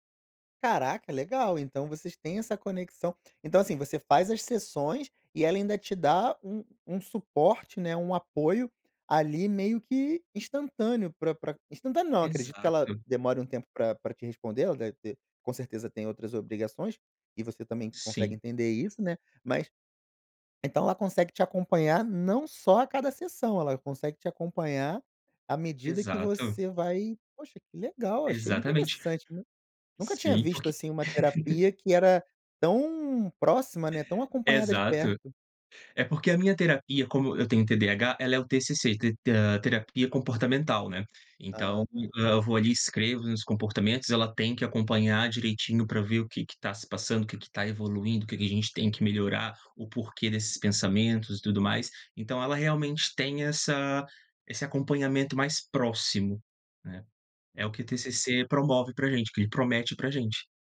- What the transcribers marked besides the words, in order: laugh
- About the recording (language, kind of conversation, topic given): Portuguese, podcast, Como encaixar a autocompaixão na rotina corrida?